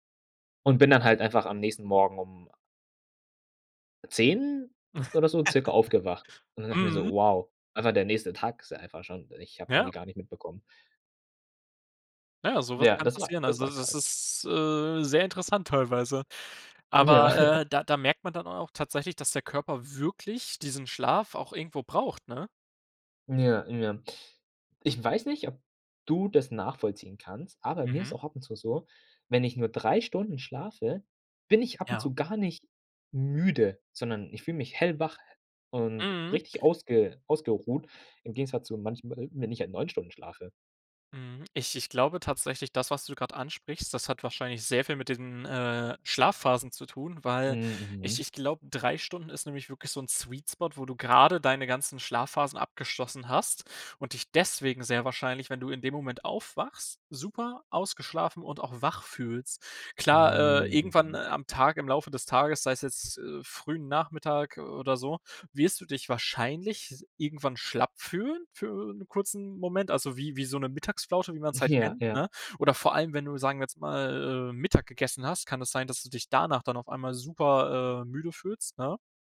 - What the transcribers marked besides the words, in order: laugh; stressed: "wirklich"; in English: "Sweet Spot"; laughing while speaking: "Ja"; other background noise; stressed: "danach"
- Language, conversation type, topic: German, podcast, Was hilft dir beim Einschlafen, wenn du nicht zur Ruhe kommst?